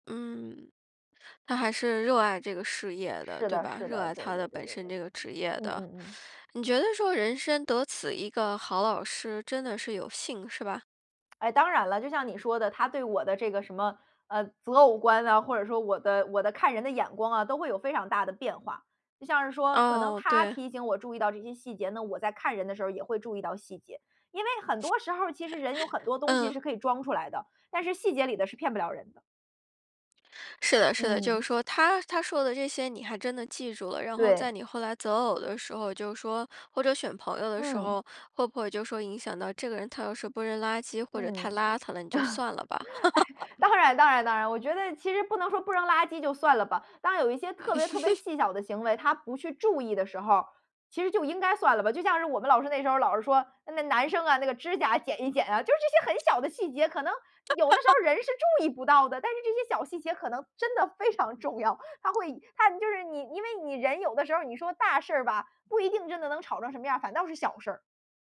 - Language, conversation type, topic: Chinese, podcast, 你认为一位好老师应该具备哪些特点？
- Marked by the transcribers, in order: other background noise; laugh; laugh; laugh; laugh; laughing while speaking: "非常重要"